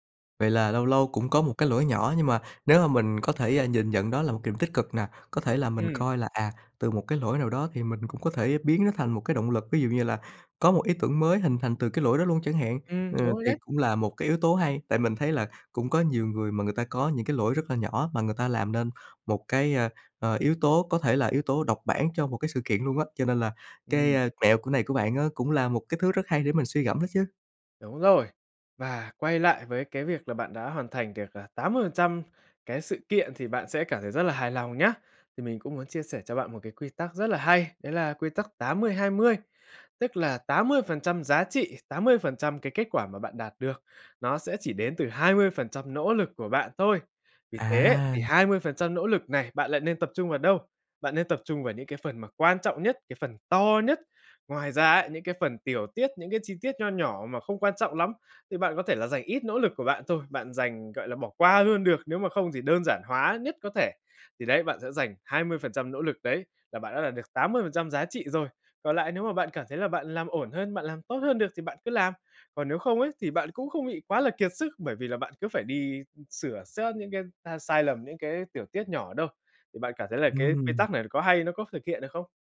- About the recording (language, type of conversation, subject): Vietnamese, advice, Chủ nghĩa hoàn hảo làm chậm tiến độ
- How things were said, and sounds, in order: other background noise; tapping